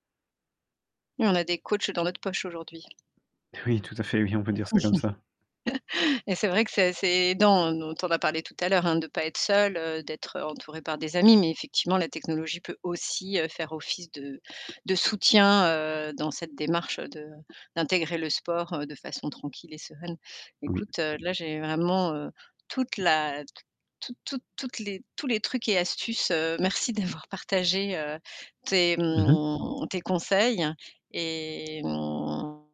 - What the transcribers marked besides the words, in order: tapping; other background noise; laugh; distorted speech
- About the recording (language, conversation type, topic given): French, podcast, Comment intègres-tu le sport à ton quotidien sans te prendre la tête ?